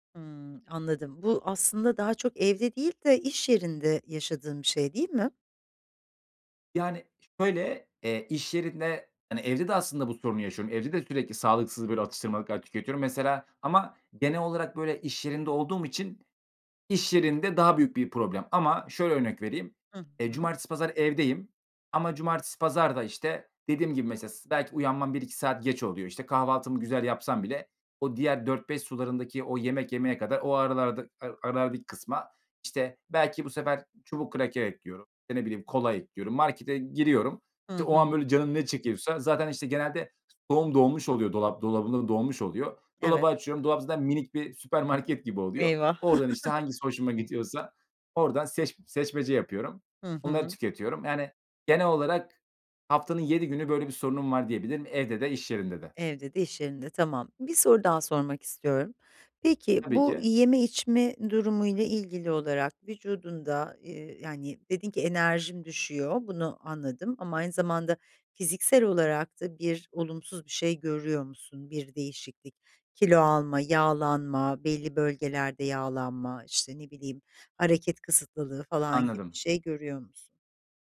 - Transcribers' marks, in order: chuckle; other background noise
- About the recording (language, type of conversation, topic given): Turkish, advice, Atıştırmalık seçimlerimi evde ve dışarıda daha sağlıklı nasıl yapabilirim?